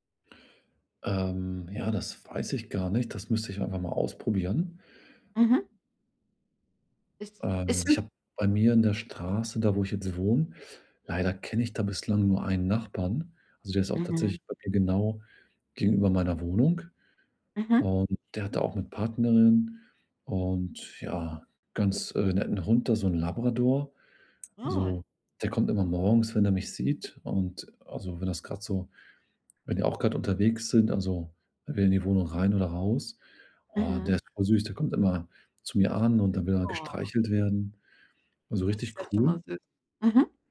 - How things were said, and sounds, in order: drawn out: "Oh"
- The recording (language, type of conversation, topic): German, advice, Wie kann ich beim Umzug meine Routinen und meine Identität bewahren?